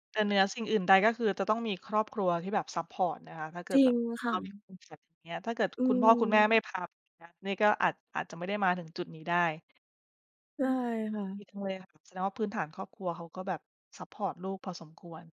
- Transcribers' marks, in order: in English: "ซัปพอร์ต"; in English: "ซัปพอร์ต"
- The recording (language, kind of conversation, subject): Thai, podcast, คุณมีภาพยนตร์เรื่องไหนที่จำไม่ลืมไหม?